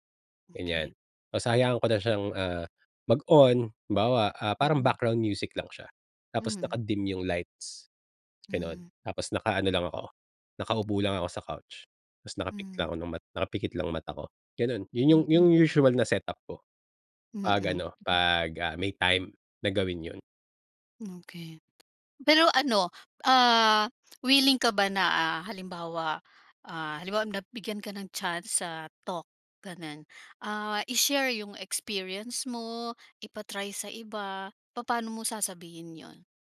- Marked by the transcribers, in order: tapping; in English: "couch"; other background noise; tongue click
- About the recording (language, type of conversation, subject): Filipino, podcast, Ano ang ginagawa mong self-care kahit sobrang busy?